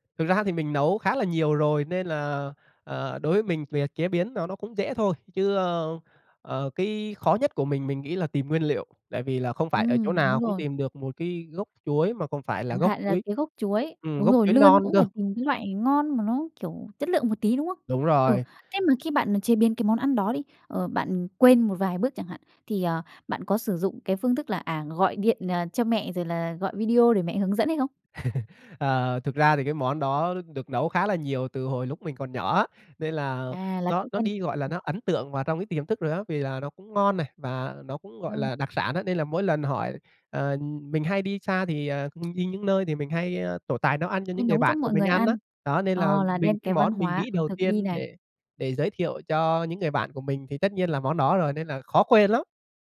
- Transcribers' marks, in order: tapping; other noise; laugh
- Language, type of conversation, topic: Vietnamese, podcast, Gia đình bạn truyền bí quyết nấu ăn cho con cháu như thế nào?